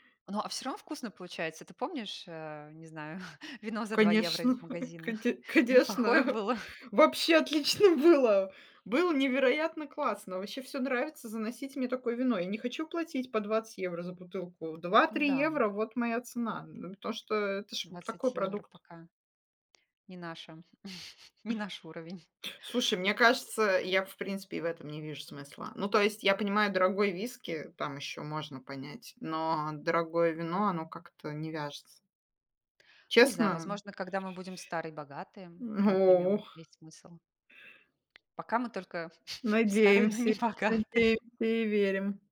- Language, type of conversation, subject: Russian, unstructured, Как ты обычно планируешь бюджет на месяц?
- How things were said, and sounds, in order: other background noise; chuckle; laughing while speaking: "коне конечно"; chuckle; laughing while speaking: "было"; chuckle; tapping; laugh; throat clearing; chuckle; chuckle; laughing while speaking: "но не богатые"